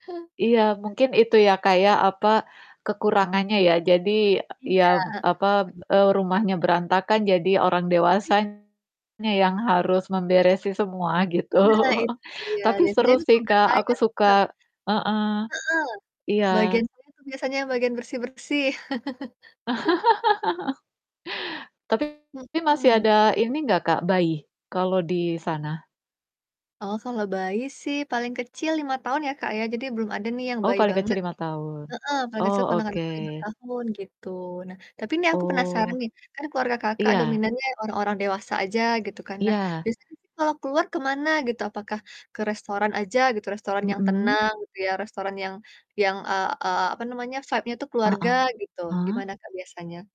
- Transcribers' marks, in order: distorted speech; laughing while speaking: "gitu"; other background noise; chuckle; laugh; static; background speech; in English: "vibe-nya"
- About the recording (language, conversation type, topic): Indonesian, unstructured, Bagaimana kamu biasanya menghabiskan waktu bersama keluarga?